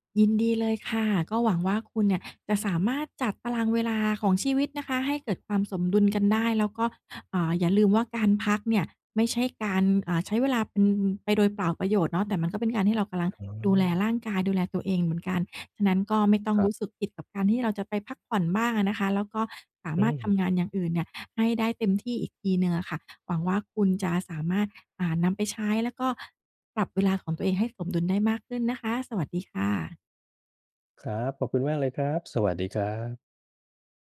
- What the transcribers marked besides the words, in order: other background noise
- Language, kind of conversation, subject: Thai, advice, ฉันควรจัดตารางเวลาในแต่ละวันอย่างไรให้สมดุลระหว่างงาน การพักผ่อน และชีวิตส่วนตัว?